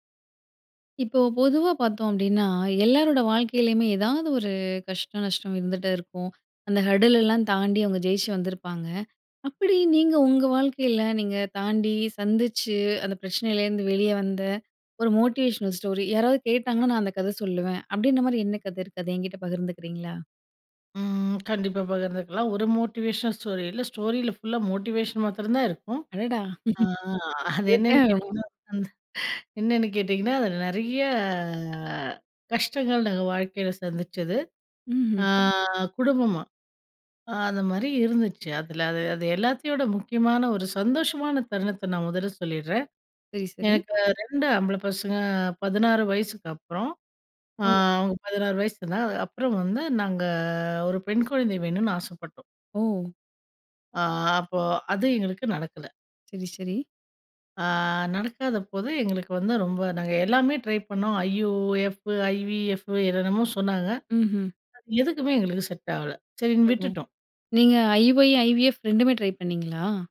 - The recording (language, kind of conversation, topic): Tamil, podcast, உங்கள் வாழ்க்கை பற்றி பிறருக்கு சொல்லும் போது நீங்கள் எந்த கதை சொல்கிறீர்கள்?
- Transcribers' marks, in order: other background noise; in English: "ஹர்டில்"; in English: "மோட்டிவேஷனல் ஸ்டோரி"; in English: "மோட்டிவேஷனல் ஸ்டோரி"; in English: "மோட்டிவேஷன்"; chuckle; laughing while speaking: "அது என்னன்னு கேட்டீங்கன்னா"; unintelligible speech; drawn out: "நிறைய"; in English: "ஐயோஎஃப், ஐவிஎஃப்"; in English: "ஐஒய், ஐவிஎஃப்"